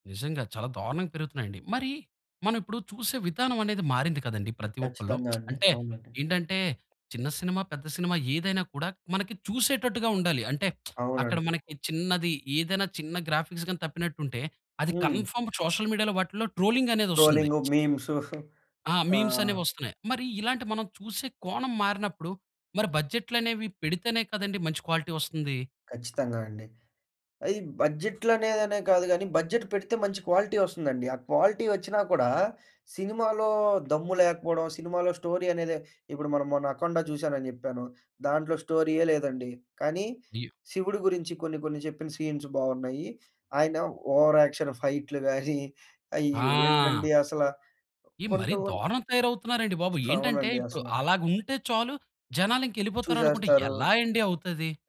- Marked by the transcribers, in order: lip smack; tapping; lip smack; in English: "గ్రాఫిక్స్"; in English: "కన్ఫర్మ్ సోషల్ మీడియాలో"; lip smack; giggle; in English: "మీమ్స్"; in English: "క్వాలిటీ"; in English: "బడ్జెట్"; in English: "క్వాలిటీ"; in English: "స్టోరీ"; in English: "సీన్స్"; in English: "ఓవర్ యాక్షన్"; other background noise
- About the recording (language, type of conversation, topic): Telugu, podcast, తక్కువ బడ్జెట్‌లో మంచి సినిమా ఎలా చేయాలి?